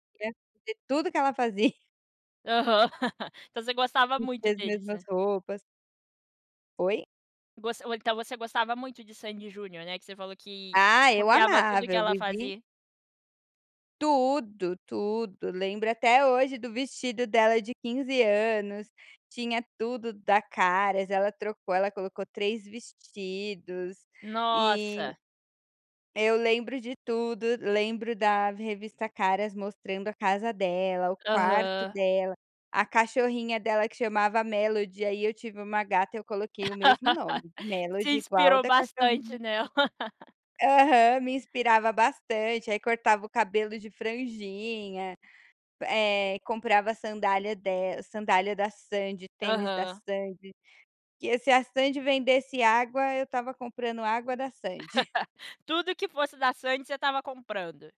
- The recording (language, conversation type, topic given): Portuguese, podcast, Como as redes sociais mudaram sua forma de se vestir?
- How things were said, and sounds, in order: unintelligible speech; chuckle; laugh; tapping; laugh; laugh; laugh; chuckle